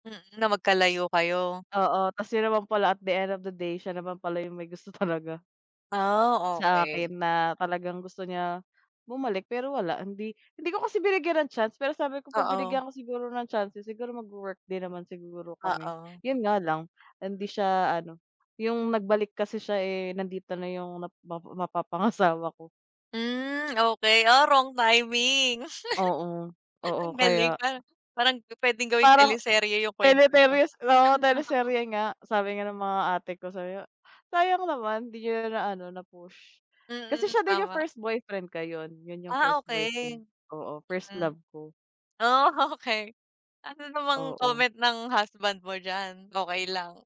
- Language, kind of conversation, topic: Filipino, unstructured, Ano ang palagay mo tungkol sa pagbibigay ng pangalawang pagkakataon?
- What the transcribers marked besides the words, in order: laugh; chuckle